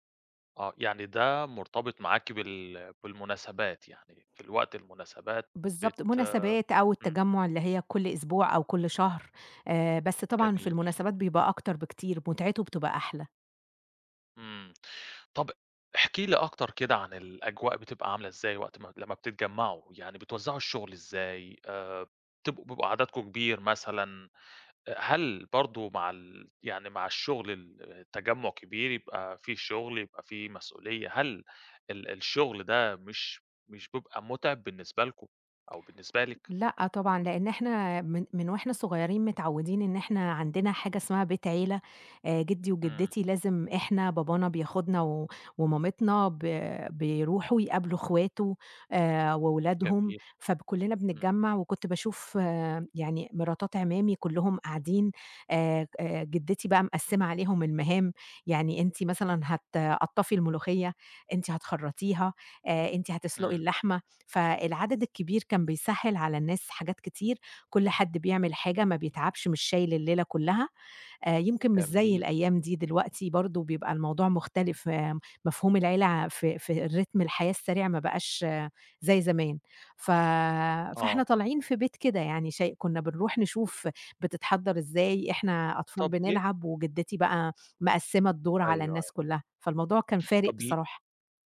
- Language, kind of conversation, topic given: Arabic, podcast, إيه طقوس تحضير الأكل مع أهلك؟
- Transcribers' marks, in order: none